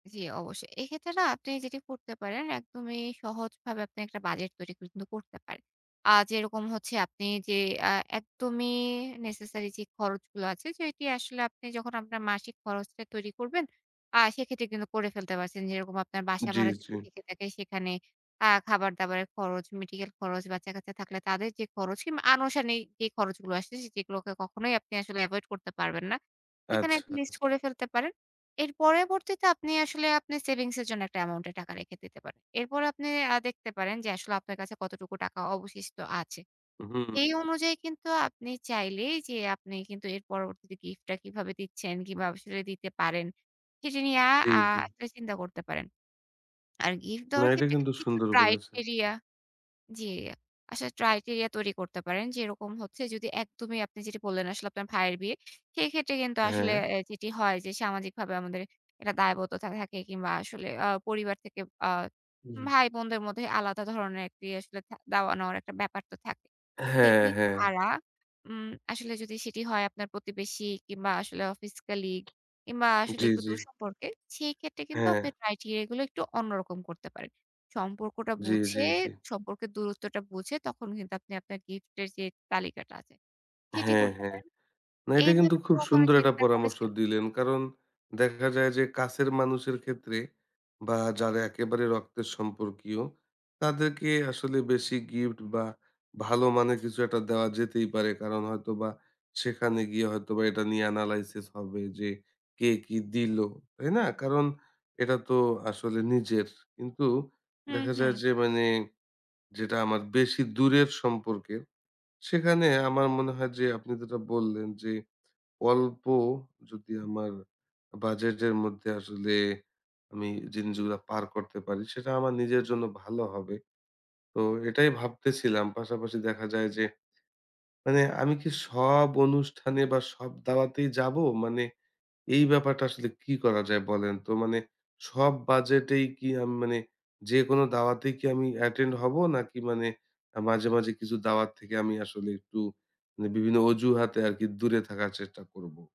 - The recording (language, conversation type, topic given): Bengali, advice, উপহার বা অনুষ্ঠানের খরচ সীমার মধ্যে রাখতে আপনার কি অসুবিধা হয়?
- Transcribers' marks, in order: tapping; "পরবর্তীতে" said as "পরেরবর্তীতে"; in English: "criteria"; in English: "ট্রয়টেরিয়া"; "criteria" said as "ট্রয়টেরিয়া"; in English: "criteria"; in English: "analysis"; "জিনিসগুলো" said as "জিনজুয়া"